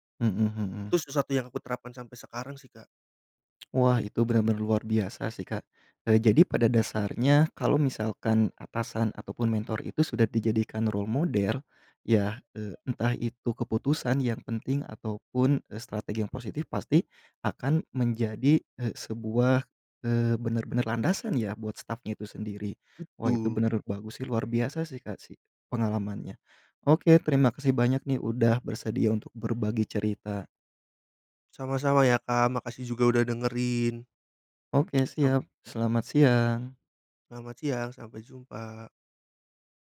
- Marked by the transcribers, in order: in English: "role moder"; "model" said as "moder"; tapping
- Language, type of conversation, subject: Indonesian, podcast, Siapa mentor yang paling berpengaruh dalam kariermu, dan mengapa?